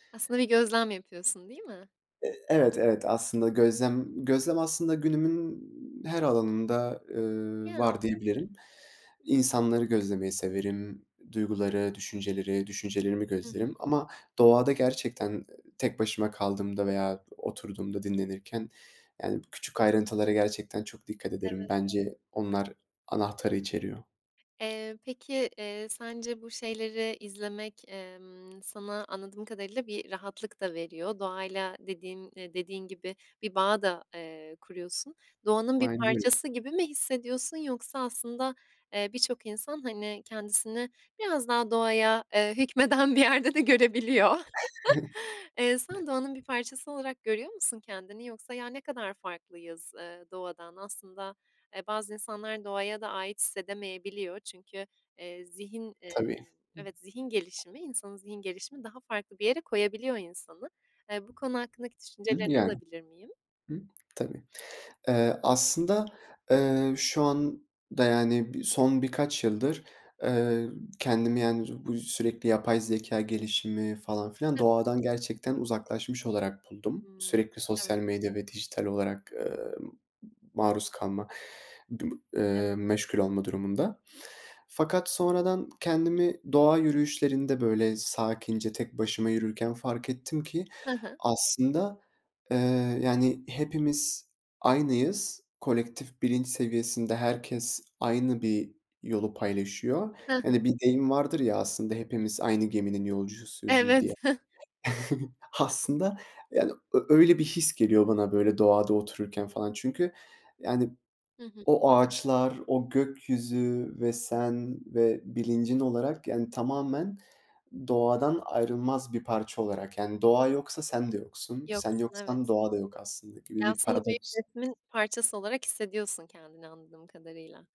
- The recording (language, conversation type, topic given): Turkish, podcast, Doğada küçük şeyleri fark etmek sana nasıl bir bakış kazandırır?
- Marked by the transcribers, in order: other background noise; unintelligible speech; other noise; tapping; laughing while speaking: "hükmeden bir yerde de görebiliyor"; chuckle; unintelligible speech; chuckle